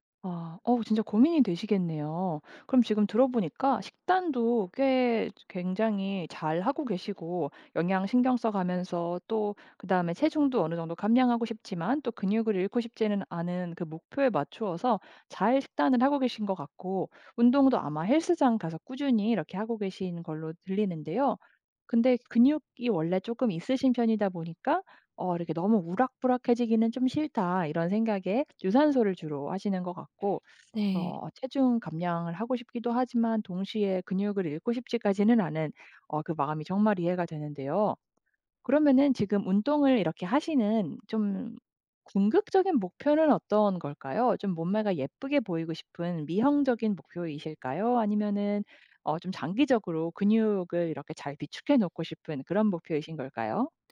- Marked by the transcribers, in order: other background noise
- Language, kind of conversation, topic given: Korean, advice, 체중 감량과 근육 증가 중 무엇을 우선해야 할지 헷갈릴 때 어떻게 목표를 정하면 좋을까요?